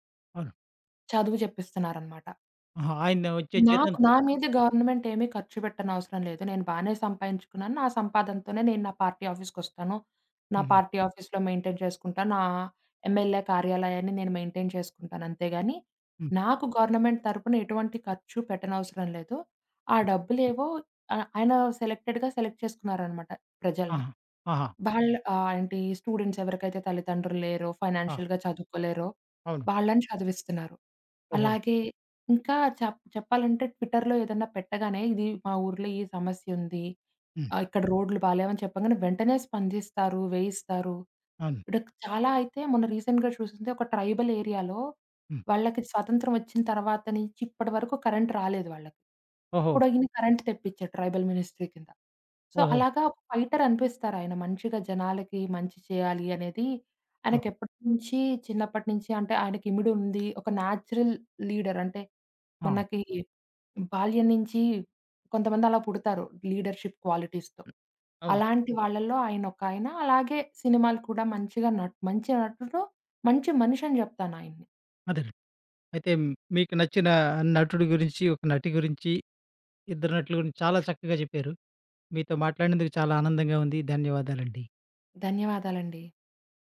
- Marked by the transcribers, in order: in English: "గవర్నమెంట్"; in English: "పార్టీ ఆఫీస్‌కొస్తాను"; in English: "పార్టీ ఆఫీస్‌లొ మెయింటైన్"; in English: "ఎమ్మెల్యే"; in English: "మెయింటైన్"; in English: "గవర్నమెంట్"; other background noise; in English: "సెలెక్టెడ్‌గా సెలెక్ట్"; in English: "స్టూడెంట్స్"; in English: "ఫైనాన్షియల్‌గా"; in English: "ట్విట్టర్‌లో"; in English: "రీసెంట్‌గా"; in English: "ట్రైబల్ ఏరియాలో"; in English: "కరెంట్"; in English: "కరెంట్"; in English: "ట్రైబల్ మినిస్ట్రీ"; in English: "సో"; in English: "ఫైటర్"; in English: "నేచురల్ లీడర్"; in English: "లీడర్షిప్ క్వాలిటీస్‌తో"
- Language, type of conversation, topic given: Telugu, podcast, మీకు ఇష్టమైన నటుడు లేదా నటి గురించి మీరు మాట్లాడగలరా?